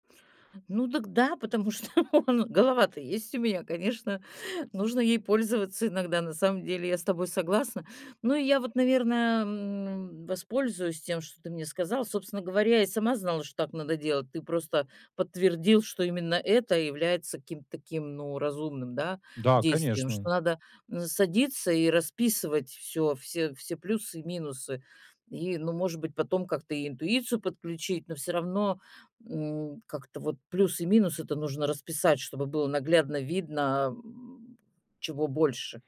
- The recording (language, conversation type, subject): Russian, advice, Как мне лучше сочетать разум и интуицию при принятии решений?
- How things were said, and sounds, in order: laugh